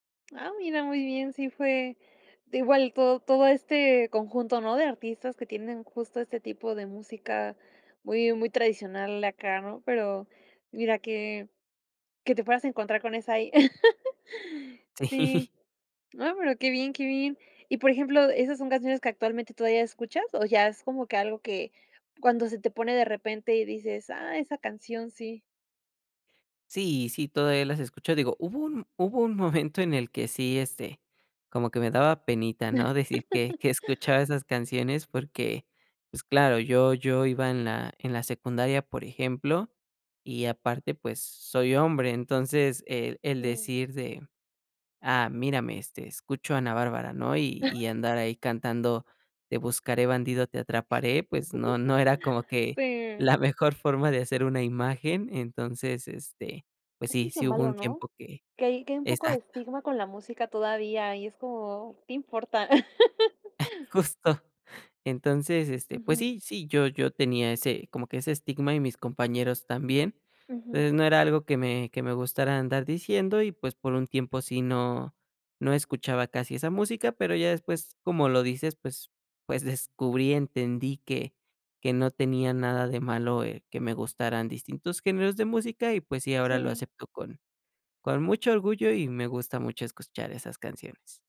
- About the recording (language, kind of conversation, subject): Spanish, podcast, ¿Qué canción en tu idioma te conecta con tus raíces?
- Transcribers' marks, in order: other background noise; laugh; tapping; laughing while speaking: "Sí"; laughing while speaking: "momento"; laugh; laughing while speaking: "que"; chuckle; laugh; laughing while speaking: "la mejor"; laugh; laughing while speaking: "Justo"; laughing while speaking: "pues descubrí"; "escuchar" said as "escuschar"